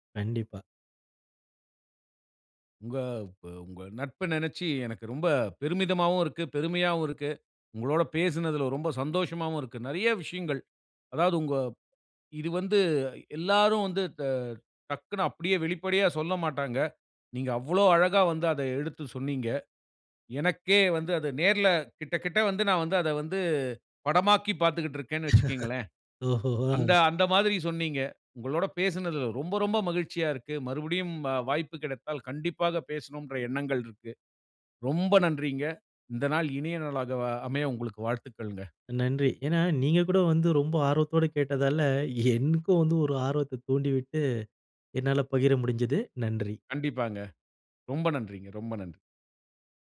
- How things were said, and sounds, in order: joyful: "உங்களோடு பேசுனதுல ரொம்ப சந்தோஷமாவும் இருக்கு"; laugh
- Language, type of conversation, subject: Tamil, podcast, பால்யகாலத்தில் நடந்த மறக்கமுடியாத ஒரு நட்பு நிகழ்வைச் சொல்ல முடியுமா?